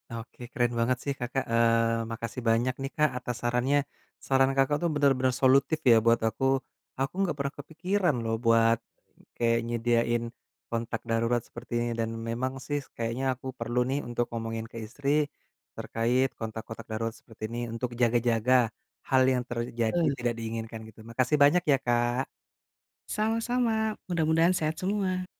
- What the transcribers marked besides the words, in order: none
- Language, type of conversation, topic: Indonesian, advice, Mengapa saya terus-menerus khawatir tentang kesehatan diri saya atau keluarga saya?